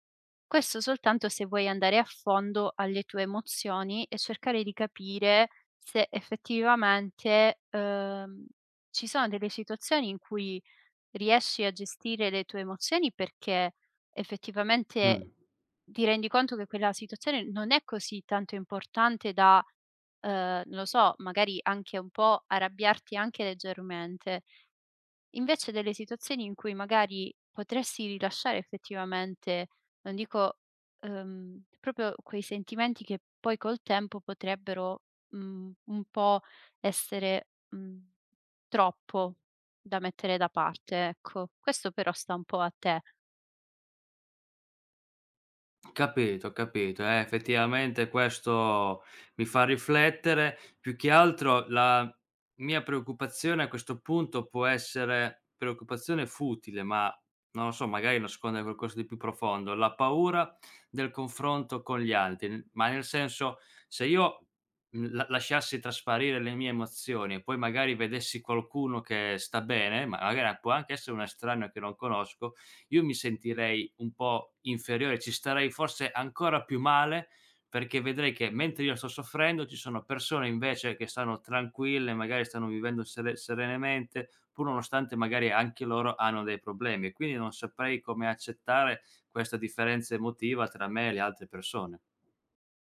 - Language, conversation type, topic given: Italian, advice, Come hai vissuto una rottura improvvisa e lo shock emotivo che ne è seguito?
- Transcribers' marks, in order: "arrabbiarti" said as "arabbiarti"; "proprio" said as "propio"; other background noise; "serenamente" said as "serenemente"